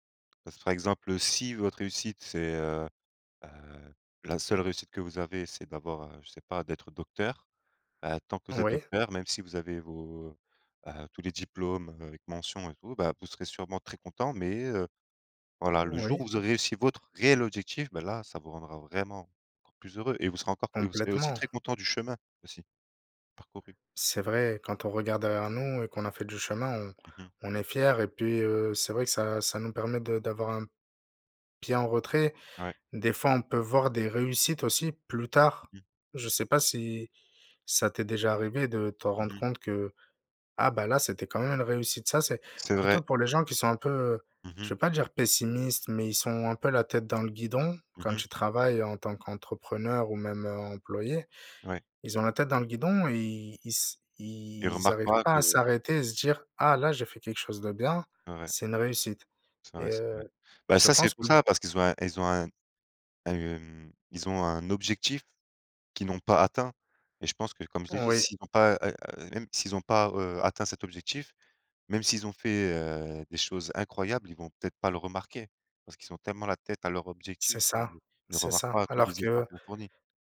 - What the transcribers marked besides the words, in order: tapping; stressed: "si"
- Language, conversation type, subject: French, unstructured, Qu’est-ce que réussir signifie pour toi ?